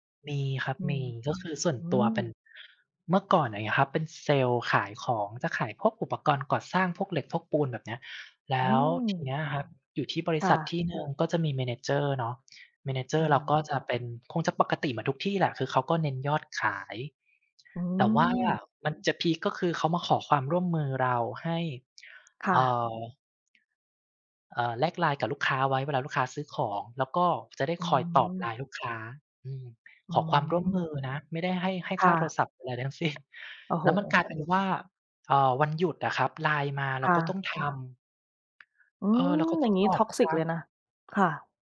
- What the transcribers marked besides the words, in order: other background noise; in English: "manager"; in English: "manager"; laughing while speaking: "สิ้น"; tapping; in English: "toxic"
- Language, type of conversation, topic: Thai, unstructured, คุณเคยมีประสบการณ์ที่ได้เรียนรู้จากความขัดแย้งไหม?